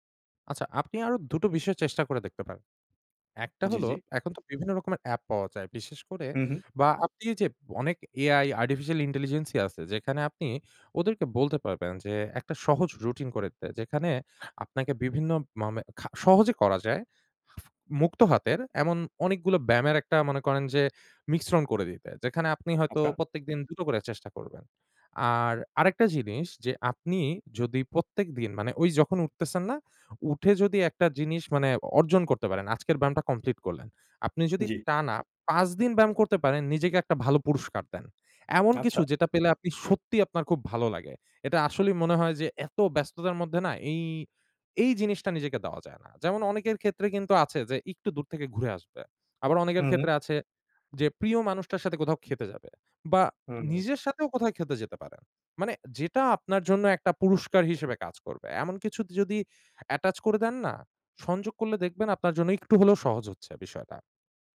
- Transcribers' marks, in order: in English: "attach"
- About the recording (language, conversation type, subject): Bengali, advice, বাড়িতে ব্যায়াম করতে একঘেয়েমি লাগলে অনুপ্রেরণা কীভাবে খুঁজে পাব?